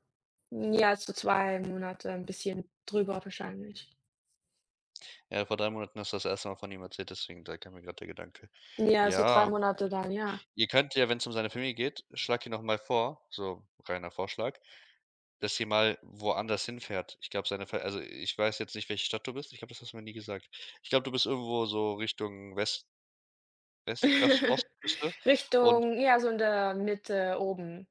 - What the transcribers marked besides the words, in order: chuckle
- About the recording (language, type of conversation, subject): German, unstructured, Wie findest du in einer schwierigen Situation einen Kompromiss?